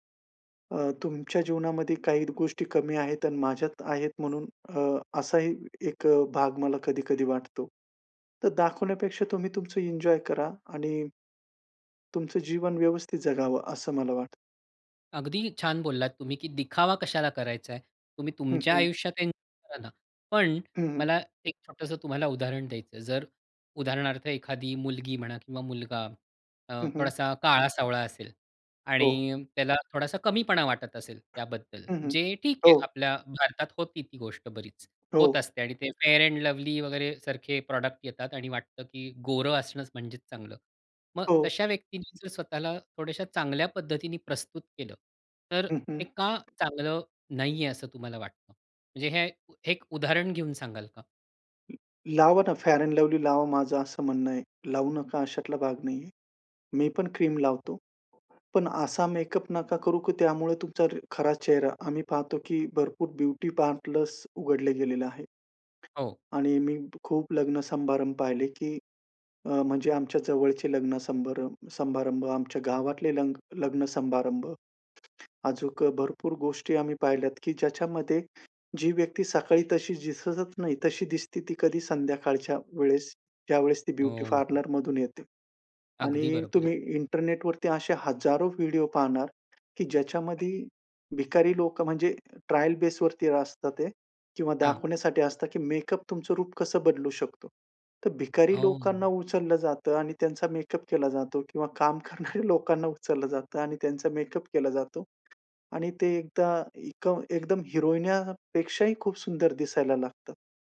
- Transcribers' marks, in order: other background noise; in English: "प्रॉडक्ट"; unintelligible speech; in English: "क्रीम"; "पार्लर्स" said as "पारलर्स"; in English: "ट्रायल बेसवरती"; laughing while speaking: "काम करणाऱ्या लोकांना उचललं जातं"
- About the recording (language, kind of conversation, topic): Marathi, podcast, ऑनलाइन आणि वास्तव आयुष्यातली ओळख वेगळी वाटते का?